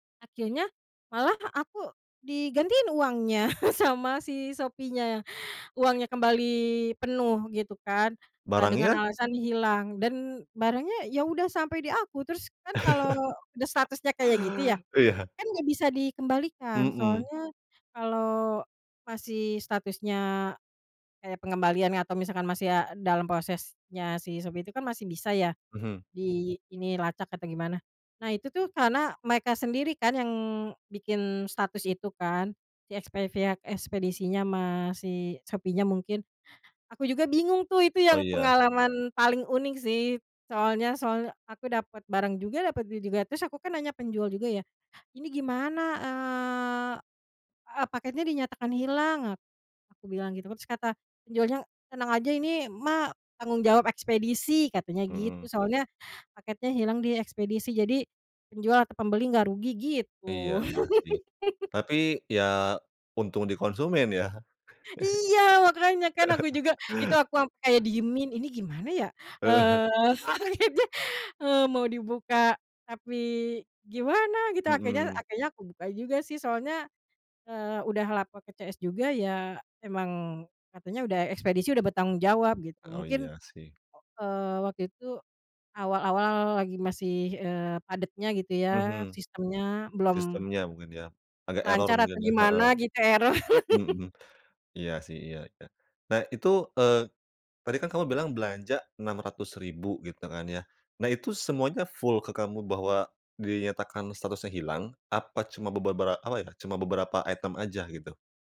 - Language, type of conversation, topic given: Indonesian, podcast, Apa pengalaman belanja online kamu yang paling berkesan?
- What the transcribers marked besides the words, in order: chuckle; tapping; chuckle; laughing while speaking: "Iya"; "pihak" said as "fihak"; laugh; joyful: "Iya! Makanya kan aku juga"; chuckle; laughing while speaking: "Ah hah"; laughing while speaking: "paketnya"; laugh; in English: "full"; in English: "item"